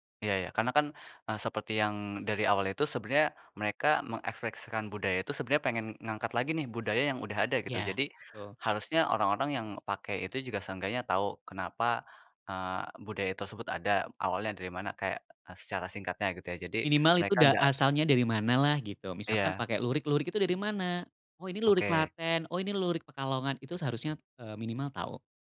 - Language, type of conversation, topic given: Indonesian, podcast, Bagaimana anak muda mengekspresikan budaya lewat pakaian saat ini?
- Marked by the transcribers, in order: none